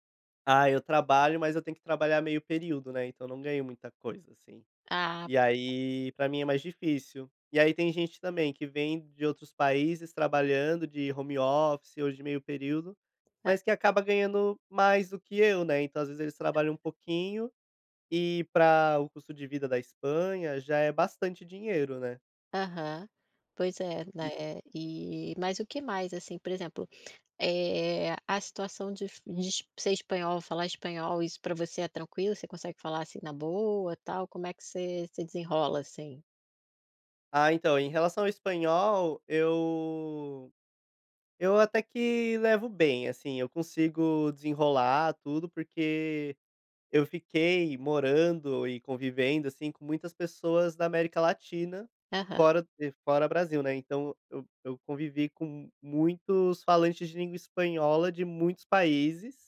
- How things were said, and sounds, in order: other background noise; tapping
- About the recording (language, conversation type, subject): Portuguese, podcast, Como você supera o medo da mudança?